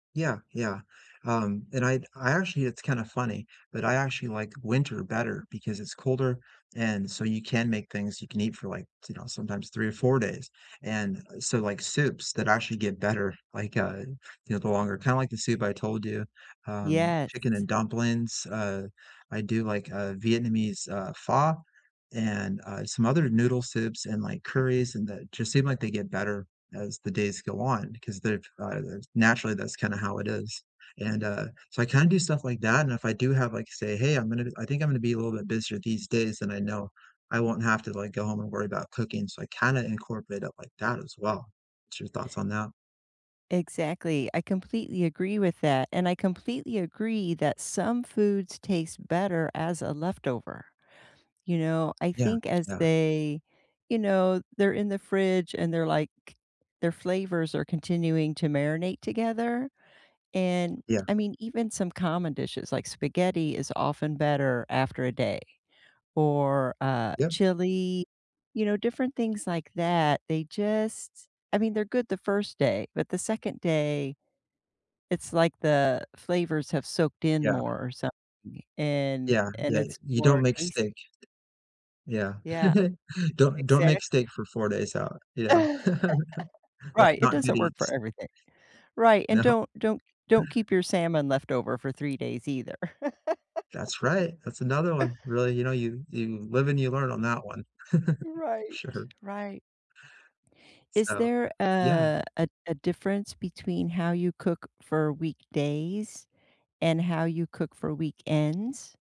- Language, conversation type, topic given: English, unstructured, How do you decide what to cook on a typical weeknight, and how do you make it enjoyable for everyone?
- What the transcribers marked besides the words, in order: other background noise; chuckle; laugh; chuckle; laughing while speaking: "No"; chuckle; laugh; chuckle